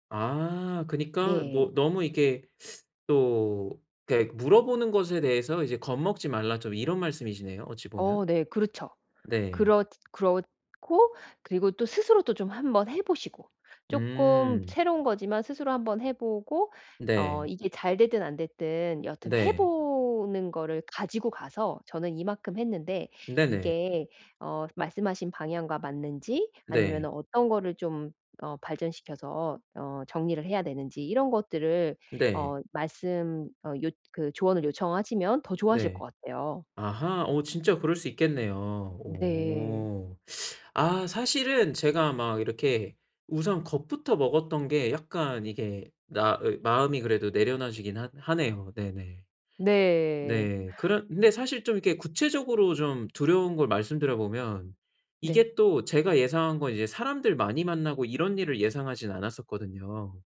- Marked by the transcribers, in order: drawn out: "네"; tapping
- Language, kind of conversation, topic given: Korean, advice, 새로운 활동을 시작하는 것이 두려울 때 어떻게 하면 좋을까요?